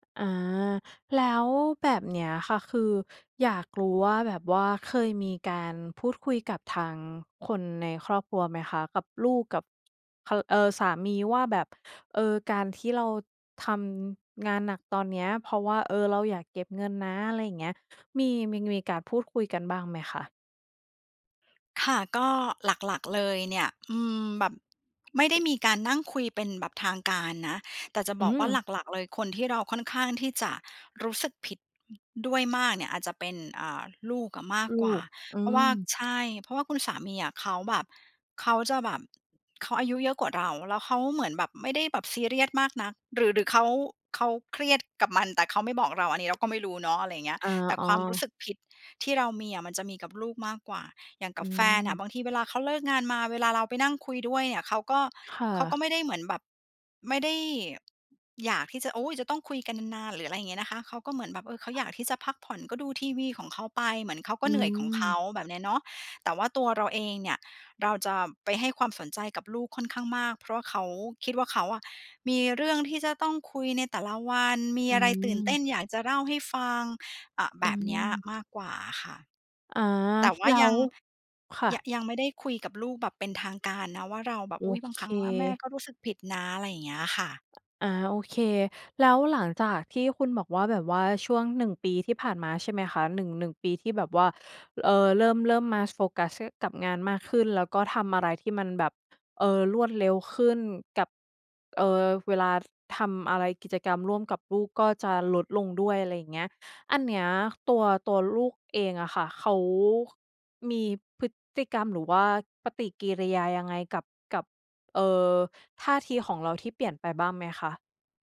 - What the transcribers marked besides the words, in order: tapping; other noise
- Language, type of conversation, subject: Thai, advice, คุณรู้สึกผิดอย่างไรเมื่อจำเป็นต้องเลือกงานมาก่อนครอบครัว?